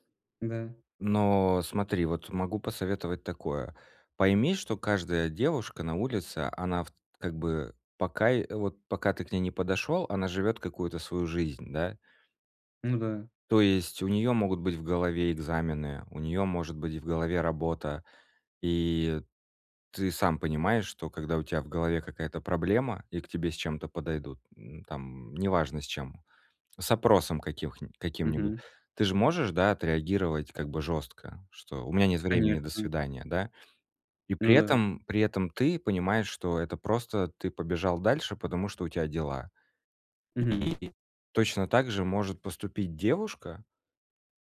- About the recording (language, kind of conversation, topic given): Russian, advice, Как перестать бояться провала и начать больше рисковать?
- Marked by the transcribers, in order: none